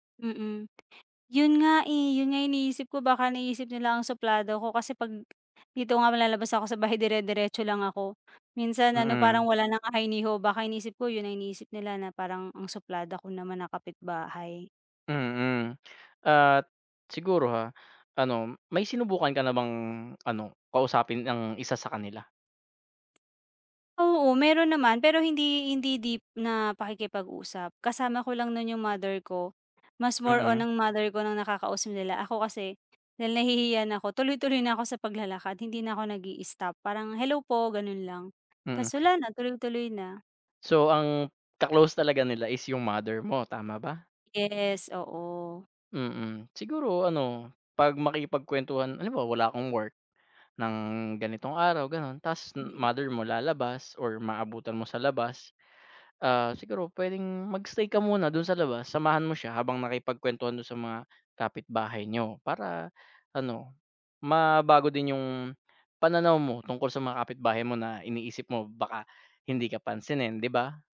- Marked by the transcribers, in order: tapping; other background noise
- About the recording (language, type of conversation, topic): Filipino, advice, Paano ako makikipagkapwa nang maayos sa bagong kapitbahay kung magkaiba ang mga gawi namin?